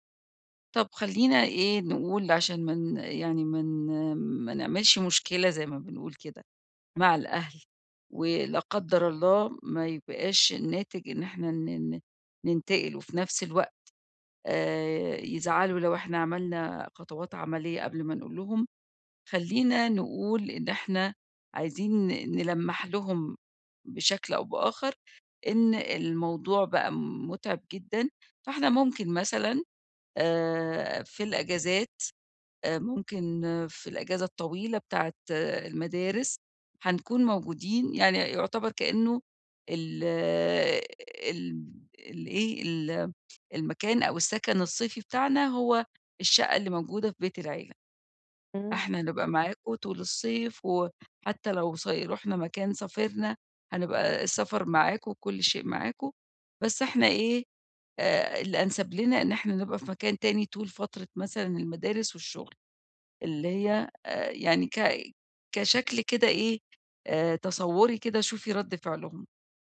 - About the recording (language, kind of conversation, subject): Arabic, advice, إزاي أنسّق الانتقال بين البيت الجديد والشغل ومدارس العيال بسهولة؟
- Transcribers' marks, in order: other noise; tapping